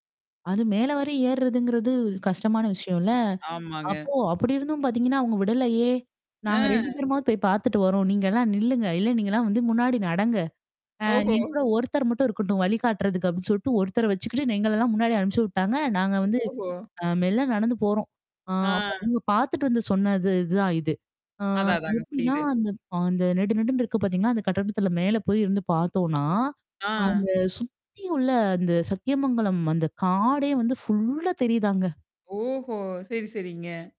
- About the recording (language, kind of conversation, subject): Tamil, podcast, காடிலிருந்து நீ கற்றுக்கொண்ட ஒரு முக்கியமான பாடம் உன் வாழ்க்கையில் எப்படி வெளிப்படுகிறது?
- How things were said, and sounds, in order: static; other noise; unintelligible speech; distorted speech; in English: "ஃபுல்லா"; tapping